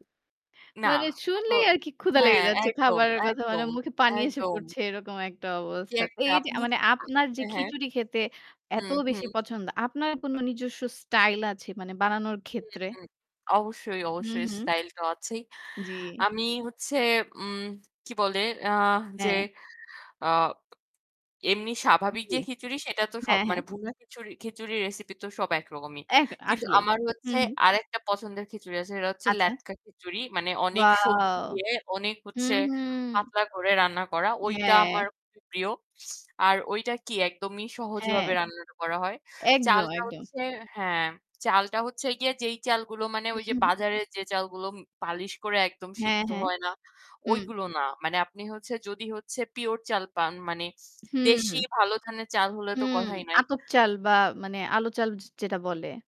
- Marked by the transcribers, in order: distorted speech; tapping; static
- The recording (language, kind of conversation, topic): Bengali, unstructured, আপনার প্রিয় খাবারটি কীভাবে তৈরি করেন?